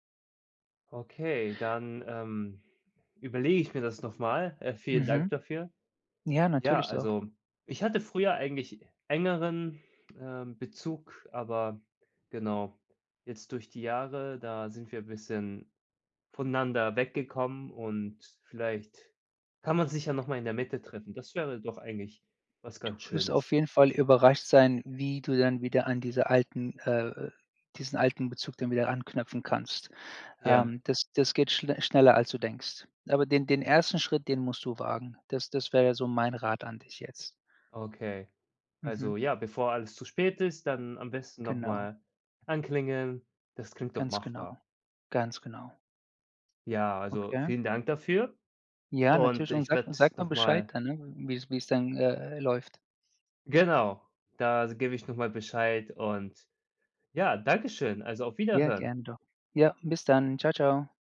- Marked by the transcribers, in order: other background noise; joyful: "ja, danke schön. Also, auf Wiederhören"
- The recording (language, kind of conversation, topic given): German, advice, Wie kann ich mit unerwarteten Veränderungen umgehen, ohne mich überfordert oder wie gelähmt zu fühlen?